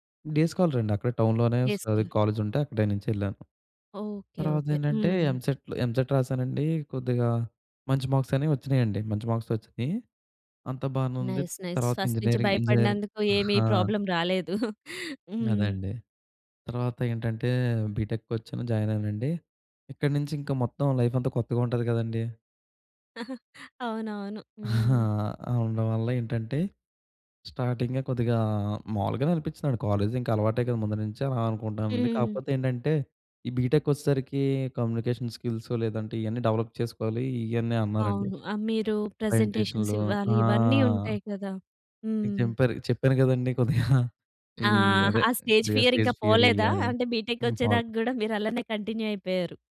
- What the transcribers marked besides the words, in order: in English: "డే స్కాలరే"; in English: "డే స్కాలర్"; in English: "టౌన్‌లోనే"; in English: "కాలేజ్"; in English: "మార్క్స్"; in English: "మార్క్స్"; in English: "నైస్ నైస్. ఫస్ట్"; chuckle; in English: "ప్రాబ్లమ్"; chuckle; in English: "జాయిన్"; in English: "లైఫ్"; chuckle; in English: "స్టార్టింగే"; in English: "కమ్యూనికేషన్ స్కిల్స్"; in English: "డెవలప్"; in English: "ప్రెజెంటేషన్స్"; in English: "ప్రెజెంటేషన్‌లూ"; drawn out: "ఆ!"; chuckle; in English: "స్టేజ్ ఫియర్"; in English: "స్టేజ్ ఫియరు"; in English: "కంటిన్యూ"
- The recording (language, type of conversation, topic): Telugu, podcast, పేదరికం లేదా ఇబ్బందిలో ఉన్నప్పుడు అనుకోని సహాయాన్ని మీరు ఎప్పుడైనా స్వీకరించారా?